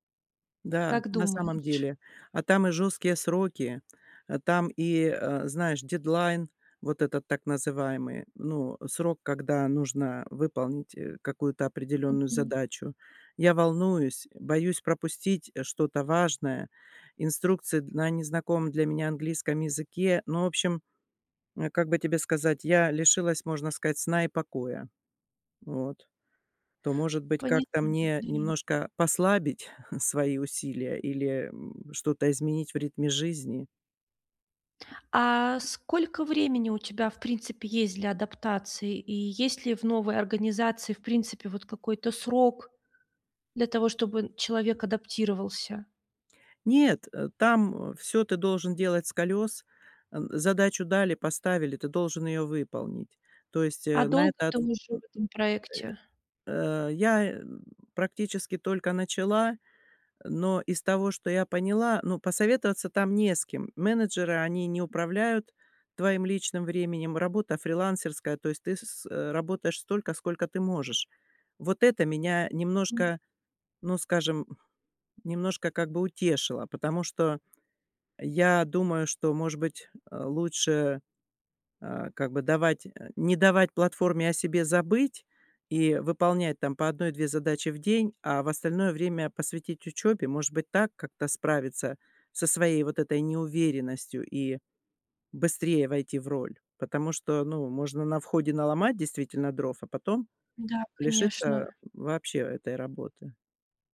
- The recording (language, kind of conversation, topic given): Russian, advice, Как мне лучше адаптироваться к быстрым изменениям вокруг меня?
- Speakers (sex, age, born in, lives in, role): female, 30-34, Russia, Mexico, advisor; female, 60-64, Russia, United States, user
- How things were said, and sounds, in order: tapping; unintelligible speech; chuckle; grunt; other background noise